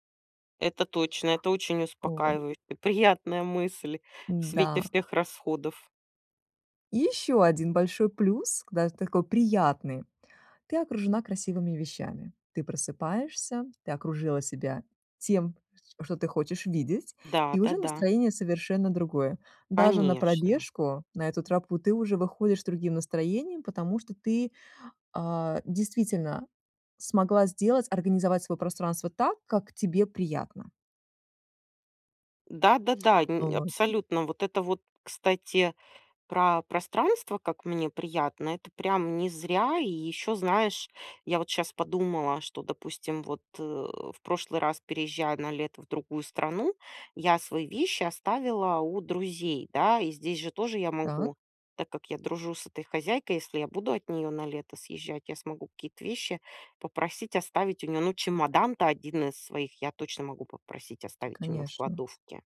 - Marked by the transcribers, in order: other background noise; tapping
- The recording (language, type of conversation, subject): Russian, advice, Как мне спланировать бюджет и сократить расходы на переезд?